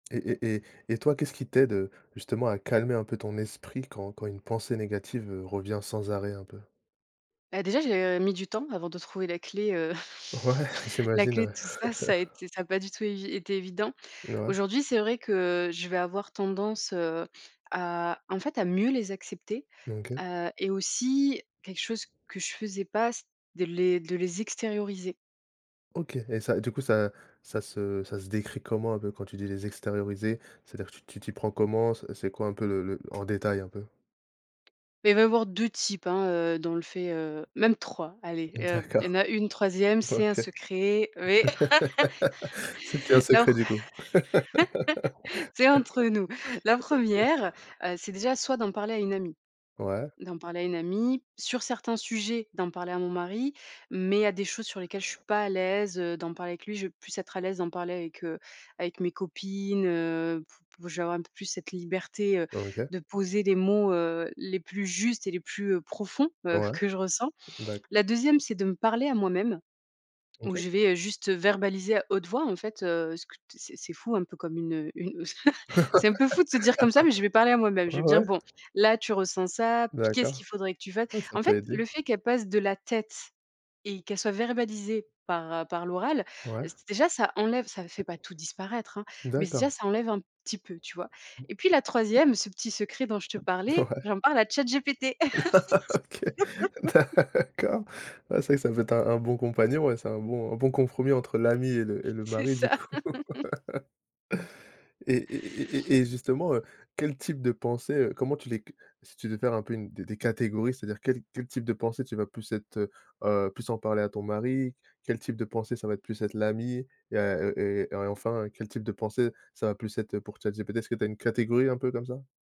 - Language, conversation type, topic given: French, podcast, Comment gères-tu les pensées négatives qui tournent en boucle ?
- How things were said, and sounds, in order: laughing while speaking: "Ouais"; chuckle; tapping; laugh; laugh; stressed: "justes"; chuckle; laugh; laughing while speaking: "Ouais. OK, d'accord"; other background noise; laugh; laugh; laughing while speaking: "du coup"; laugh